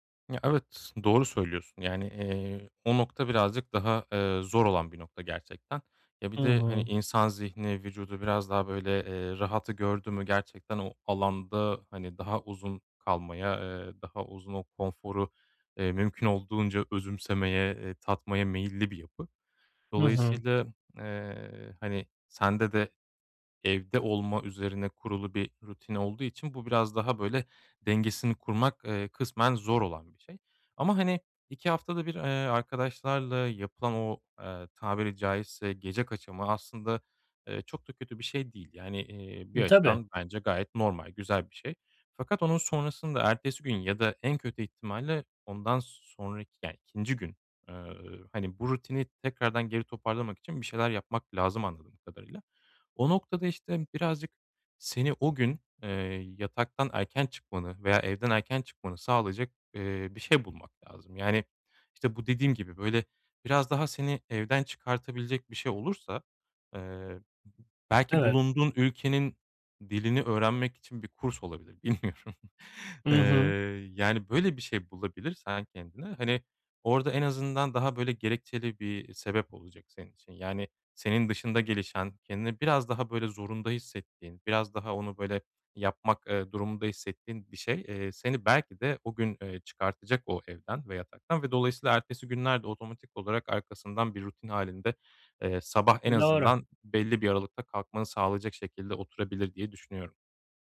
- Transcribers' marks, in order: laughing while speaking: "Bilmiyorum"
- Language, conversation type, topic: Turkish, advice, Uyku saatimi düzenli hale getiremiyorum; ne yapabilirim?